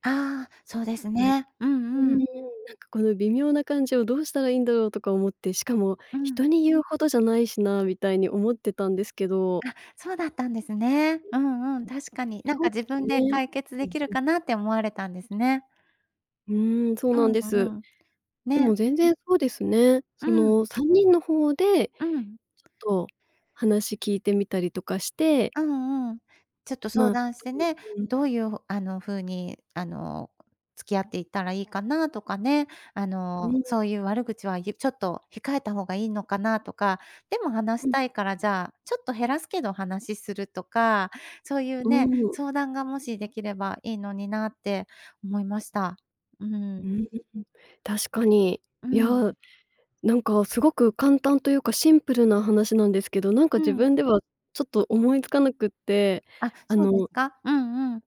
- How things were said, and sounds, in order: other background noise; other noise; tapping
- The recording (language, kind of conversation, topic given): Japanese, advice, 友人の付き合いで断れない飲み会の誘いを上手に断るにはどうすればよいですか？